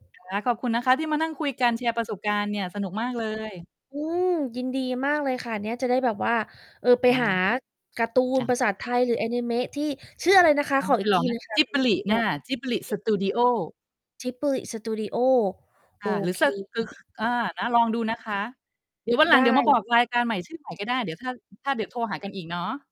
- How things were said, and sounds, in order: distorted speech
- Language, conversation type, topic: Thai, unstructured, การดูหนังร่วมกับครอบครัวมีความหมายอย่างไรสำหรับคุณ?